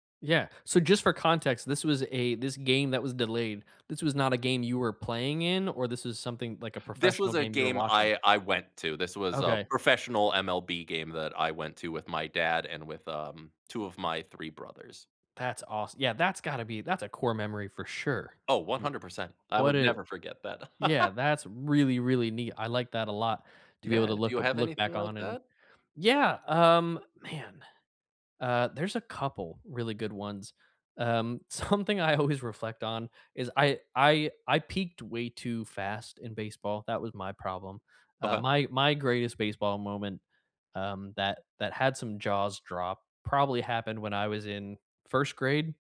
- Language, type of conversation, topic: English, unstructured, What is your favorite sport to watch or play?
- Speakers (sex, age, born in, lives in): male, 35-39, United States, United States; male, 35-39, United States, United States
- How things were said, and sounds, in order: other background noise; chuckle; laughing while speaking: "something I always"